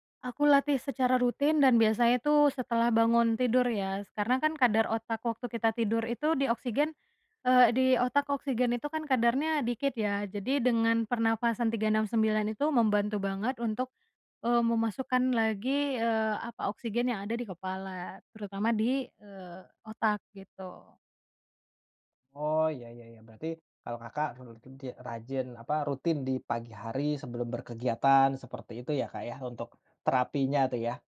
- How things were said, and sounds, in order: none
- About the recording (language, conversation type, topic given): Indonesian, podcast, Bagaimana kamu menggunakan teknik pernapasan untuk menenangkan diri saat panik?